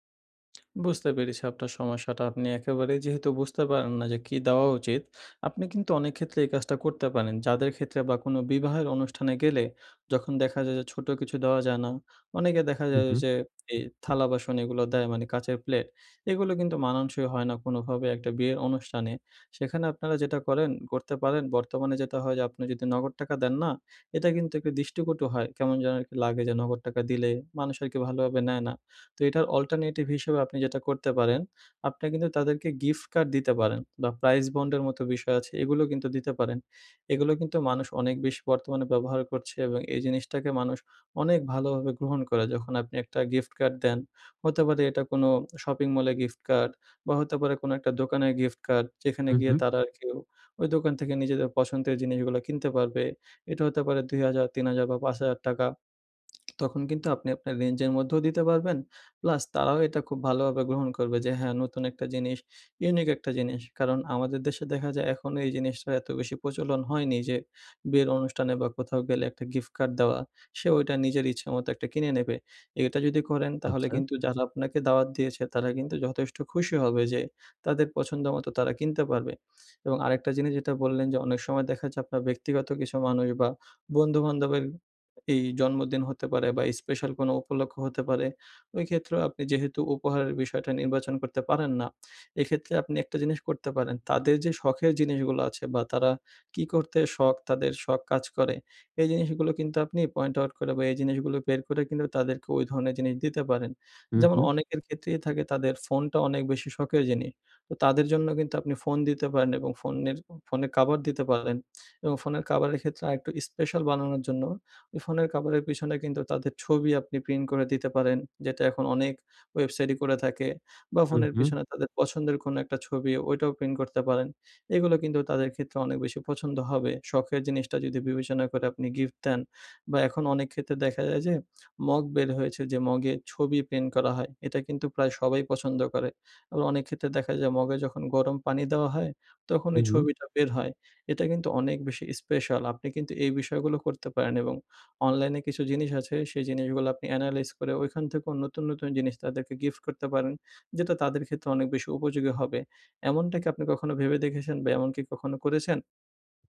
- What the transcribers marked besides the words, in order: lip smack; tapping; "যেটা" said as "যেতা"; in English: "অল্টারনেটিভ"; in English: "প্রাইস বন্ড"; other background noise; in English: "রেঞ্জ"; in English: "পয়েন্ট আউট"; "জিনিস" said as "জিনি"; in English: "এনালাইজ"
- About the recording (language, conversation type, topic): Bengali, advice, উপহার নির্বাচন ও আইডিয়া পাওয়া